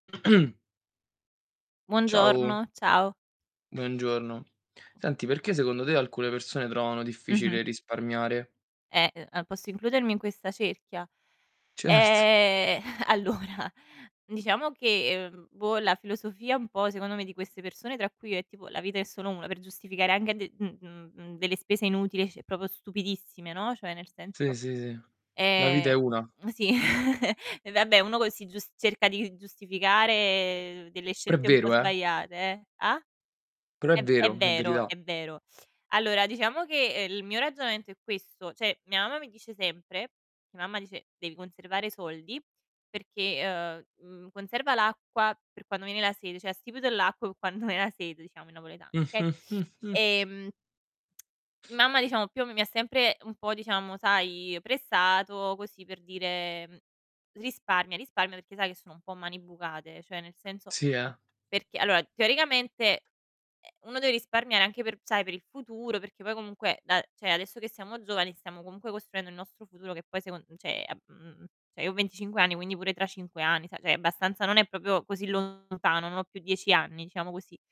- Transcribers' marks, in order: throat clearing; other background noise; drawn out: "Eh"; laughing while speaking: "allora"; "anche" said as "anghe"; "proprio" said as "propio"; "cioè" said as "ceh"; chuckle; drawn out: "giustificare"; tapping; tongue click; chuckle; "cioè" said as "ceh"; "cioè" said as "ceh"; "cioè" said as "ceh"; "cioè" said as "ceh"; "cioè" said as "ceh"; distorted speech
- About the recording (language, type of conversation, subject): Italian, unstructured, Perché alcune persone trovano difficile risparmiare?